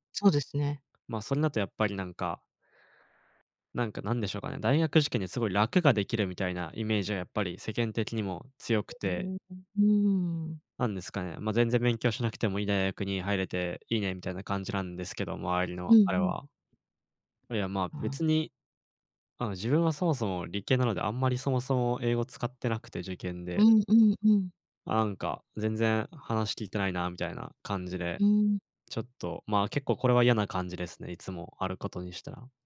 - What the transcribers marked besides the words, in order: other background noise
- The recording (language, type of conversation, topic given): Japanese, advice, 周囲に理解されず孤独を感じることについて、どのように向き合えばよいですか？